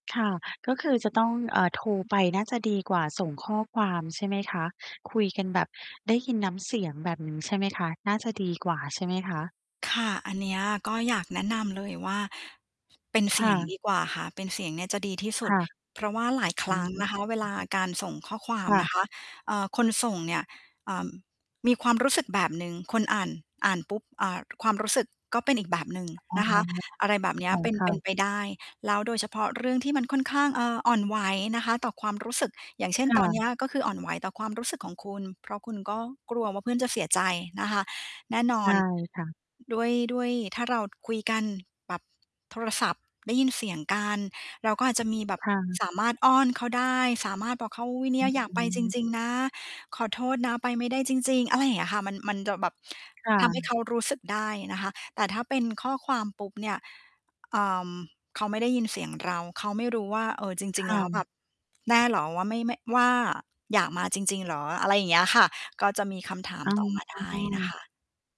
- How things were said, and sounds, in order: mechanical hum; tapping; distorted speech
- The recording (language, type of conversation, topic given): Thai, advice, ฉันควรทำอย่างไรเมื่อไม่อยากไปงานปาร์ตี้กับเพื่อน?